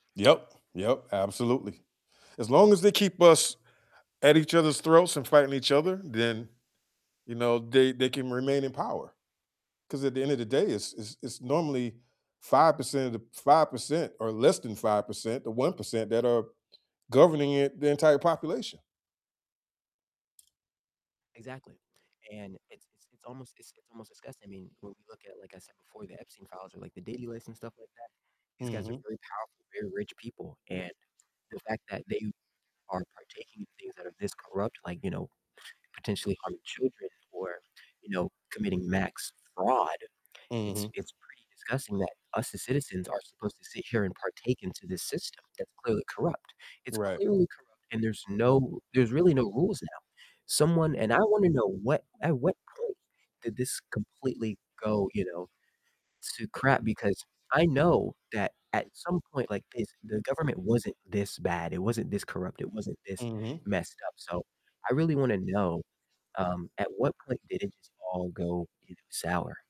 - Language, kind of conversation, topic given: English, unstructured, How should leaders address corruption in government?
- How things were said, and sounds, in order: other background noise; distorted speech; other noise